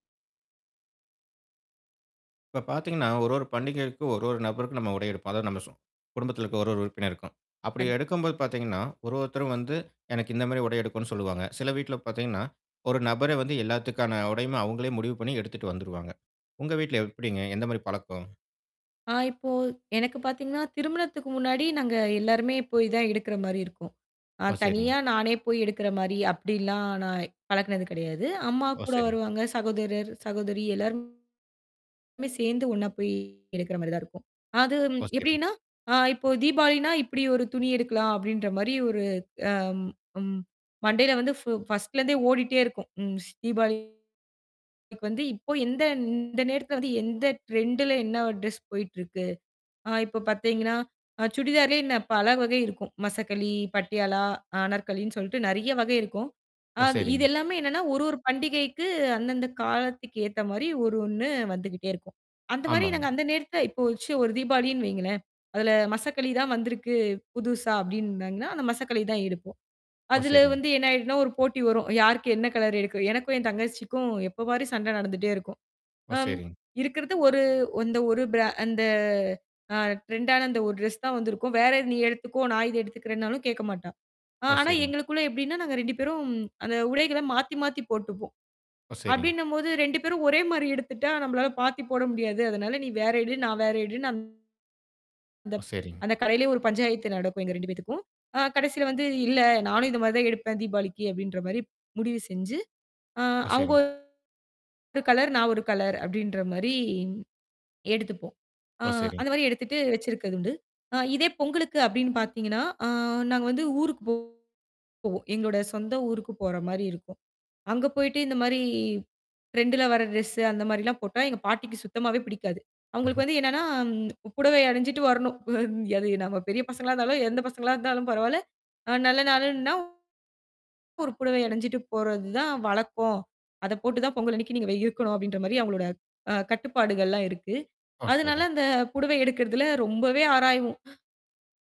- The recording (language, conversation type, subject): Tamil, podcast, பண்டிகைகளுக்கு உடையை எப்படி தேர்வு செய்கிறீர்கள்?
- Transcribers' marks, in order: other background noise; static; distorted speech; in English: "பர்ஸ்ட்ல"; in English: "ட்ரெண்டுல"; mechanical hum; horn; "எப்ப பாரு" said as "எப்பவாரு"; drawn out: "அந்த"; in English: "ட்ரெண்டான"; tapping; "மாத்திப்" said as "பாத்திப்"; drawn out: "அ"; in English: "ட்ரெண்டுல"; chuckle; laughing while speaking: "அது நம்ம பெரிய பசங்களா இருந்தாலும்"